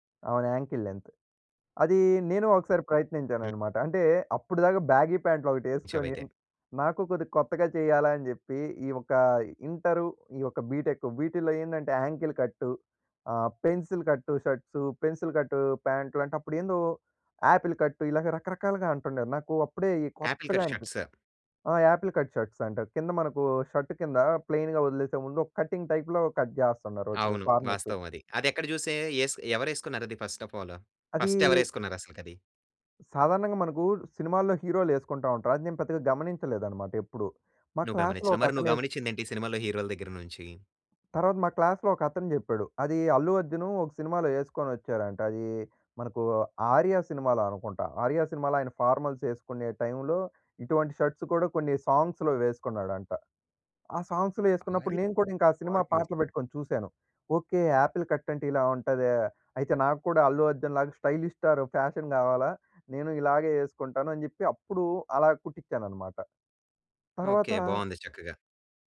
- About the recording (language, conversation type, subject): Telugu, podcast, సినిమాలు, టీవీ కార్యక్రమాలు ప్రజల ఫ్యాషన్‌పై ఎంతవరకు ప్రభావం చూపుతున్నాయి?
- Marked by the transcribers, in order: in English: "యాంకిల్ లెంన్త్"; in English: "యాంకిల్"; in English: "పెన్సిల్"; in English: "షర్ట్స్, పెన్సిల్"; in English: "యాపిల్"; in English: "ఆపిల్ కట్ షర్ట్స్"; in English: "ఆపిల్ కట్ షర్ట్స్"; in English: "షర్ట్"; in English: "ప్లెయిన్‌గా"; in English: "కటింగ్ టైప్‌లో కట్"; in English: "కార్నర్స్"; in English: "ఫస్ట్ ఆఫ్ ఆల్? ఫస్ట్"; in English: "క్లాస్‌లో"; in English: "హీరోల"; in English: "క్లాస్‌లో"; in English: "ఫార్మల్స్"; in English: "షర్ట్స్"; in English: "సాంగ్స్‌లో"; in English: "సాంగ్స్‌లో"; tapping; unintelligible speech; in English: "ఆపిల్ కట్"; in English: "స్టైలిష్ స్టార్ ఫ్యాషన్"